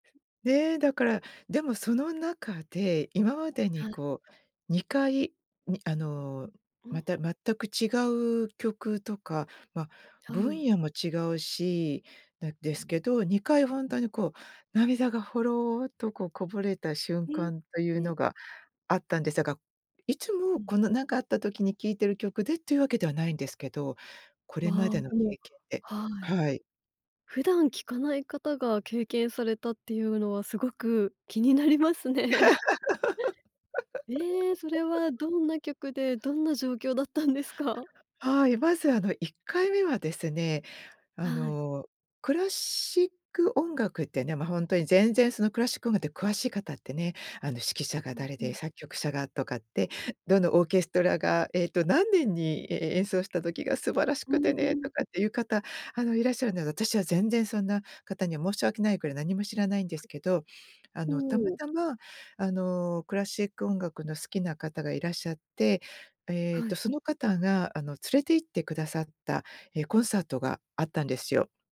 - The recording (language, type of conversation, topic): Japanese, podcast, 聴くと自然に涙が出る曲はありますか？
- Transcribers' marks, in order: laugh; other noise